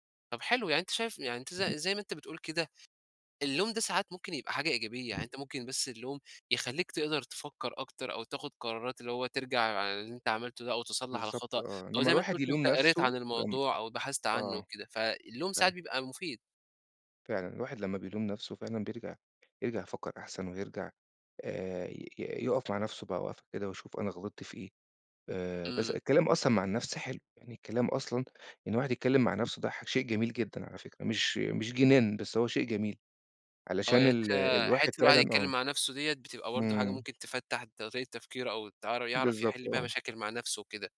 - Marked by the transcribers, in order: none
- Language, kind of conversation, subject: Arabic, podcast, إزاي تعبّر عن احتياجك من غير ما تلوم؟